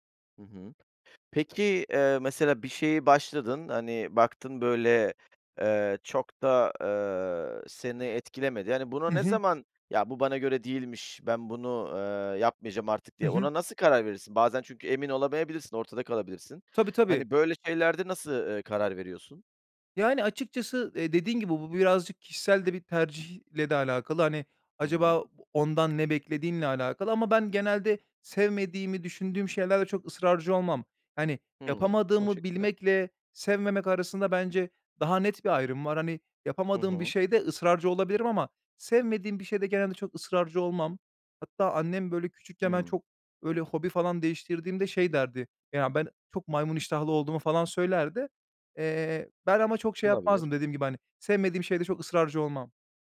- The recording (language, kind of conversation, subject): Turkish, podcast, Yeni bir şeye başlamak isteyenlere ne önerirsiniz?
- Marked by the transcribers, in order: other background noise; tapping